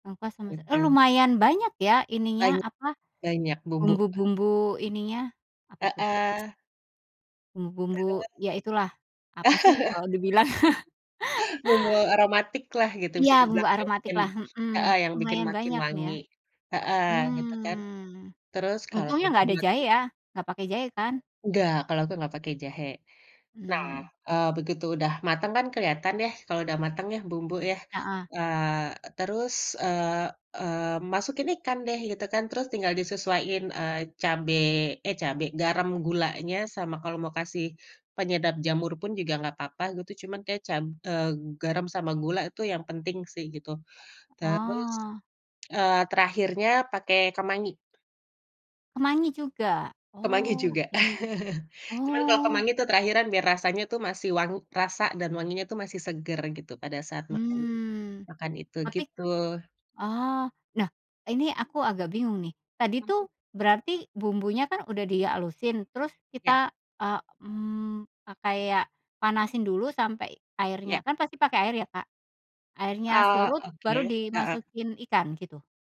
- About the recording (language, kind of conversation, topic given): Indonesian, podcast, Pengalaman memasak apa yang paling sering kamu ulangi di rumah, dan kenapa?
- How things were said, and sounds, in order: tapping; laugh; laughing while speaking: "dibilang?"; laugh; other background noise; laugh